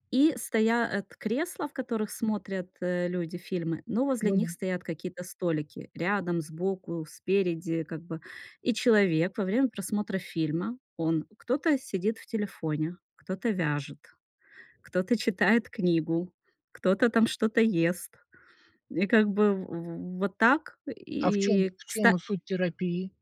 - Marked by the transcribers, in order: tapping
- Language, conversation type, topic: Russian, podcast, Что вы думаете о цифровом детоксе и как его организовать?